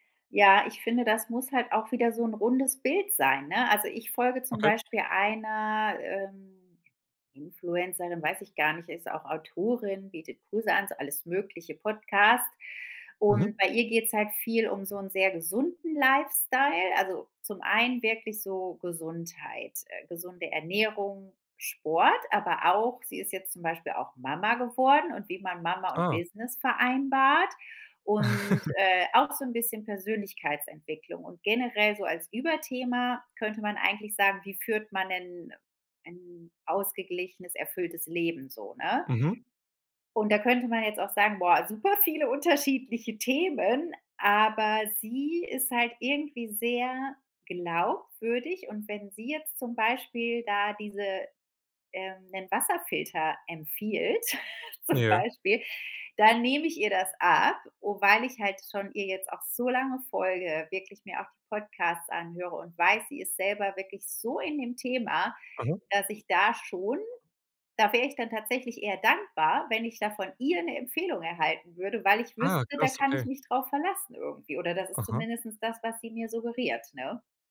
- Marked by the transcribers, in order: other background noise; chuckle; chuckle; laughing while speaking: "zum Beispiel"; "zumindest" said as "zumindestens"
- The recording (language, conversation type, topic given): German, podcast, Was macht für dich eine Influencerin oder einen Influencer glaubwürdig?